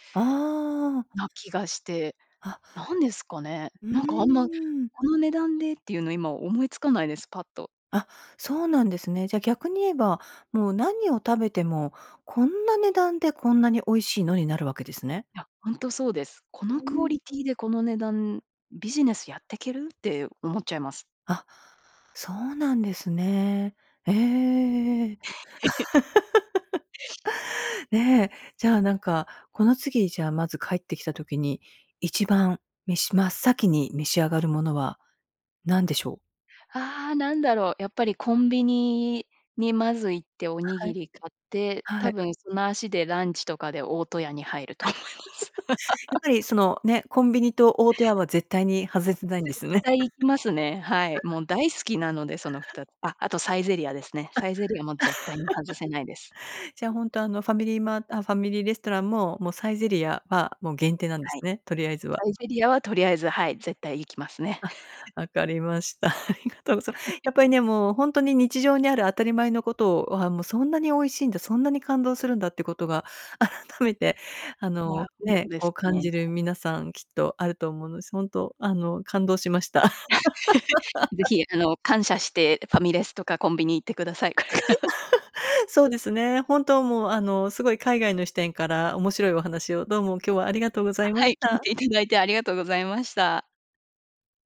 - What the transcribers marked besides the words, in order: laugh; giggle; other noise; giggle; laughing while speaking: "思います"; laugh; giggle; laugh; chuckle; laughing while speaking: "ありがとうございま"; chuckle; laughing while speaking: "改めて"; laugh; other background noise; laugh; laughing while speaking: "これから"
- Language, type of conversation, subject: Japanese, podcast, 故郷で一番恋しいものは何ですか？